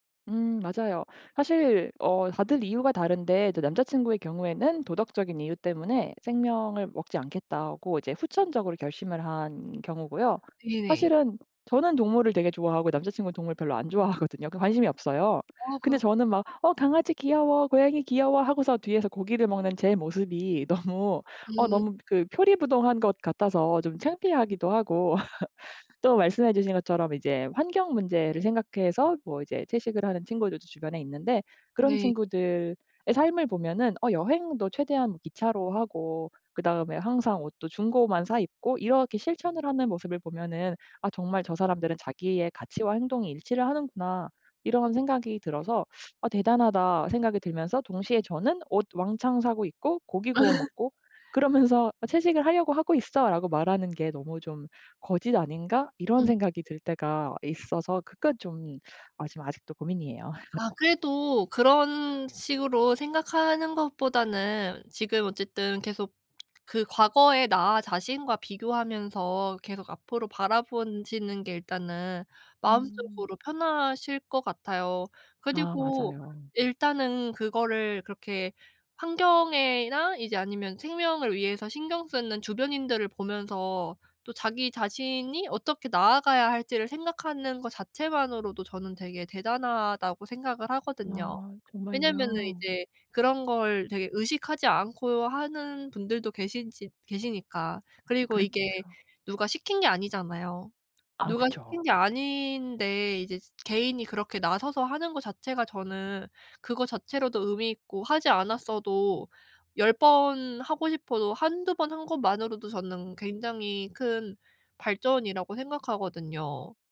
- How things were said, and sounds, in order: laughing while speaking: "좋아하거든요"; other background noise; laugh; laugh; laughing while speaking: "그러면서"; laugh
- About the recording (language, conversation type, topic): Korean, advice, 가치와 행동이 일치하지 않아 혼란스러울 때 어떻게 해야 하나요?